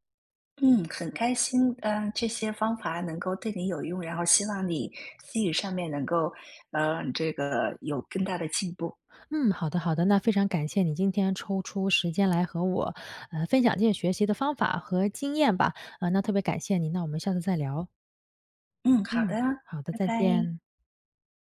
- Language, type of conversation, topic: Chinese, advice, 当我感觉进步停滞时，怎样才能保持动力？
- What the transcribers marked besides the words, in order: tapping